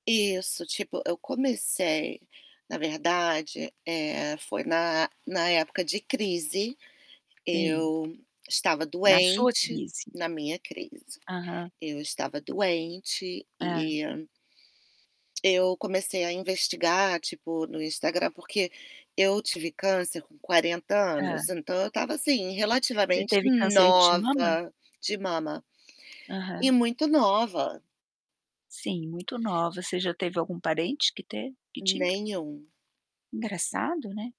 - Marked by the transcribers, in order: static; tongue click; stressed: "nova"; tapping
- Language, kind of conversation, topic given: Portuguese, podcast, Como as redes de apoio ajudam a enfrentar crises?